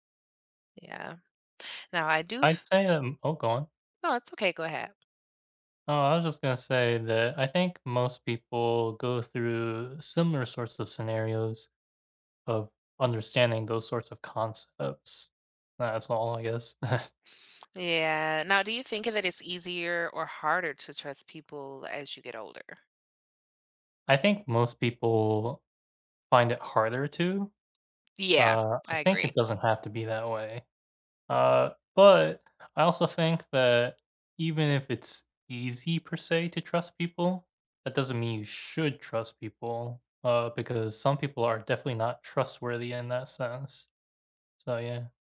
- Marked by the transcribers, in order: other background noise; chuckle; tapping
- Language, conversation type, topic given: English, unstructured, What is the hardest lesson you’ve learned about trust?